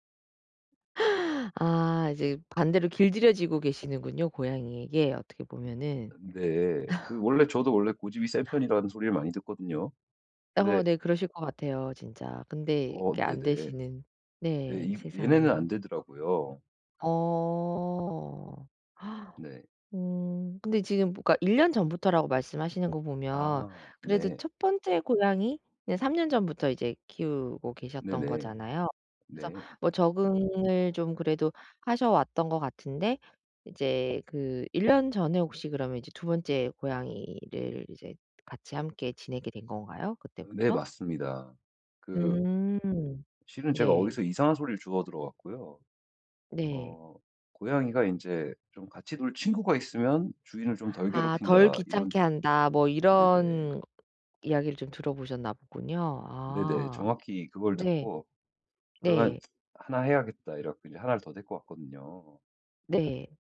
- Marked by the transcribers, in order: other noise; laugh; gasp; tapping; other background noise; tsk
- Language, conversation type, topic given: Korean, advice, 집에서 더 효과적으로 쉬고 즐기려면 어떻게 해야 하나요?